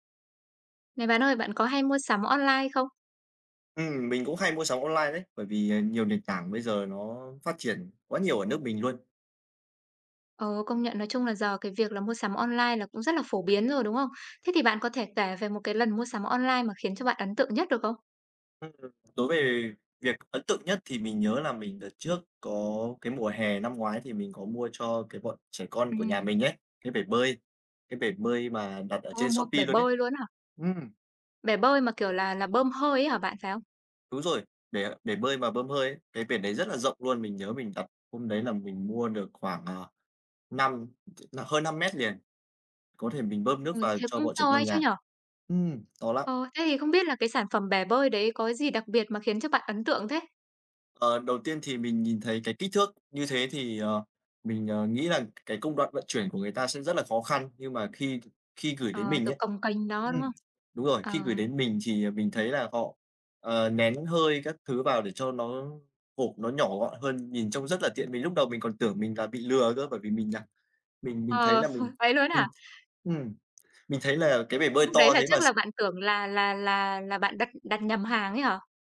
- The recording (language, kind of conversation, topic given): Vietnamese, podcast, Bạn có thể kể về lần mua sắm trực tuyến khiến bạn ấn tượng nhất không?
- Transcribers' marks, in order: tapping; other background noise; chuckle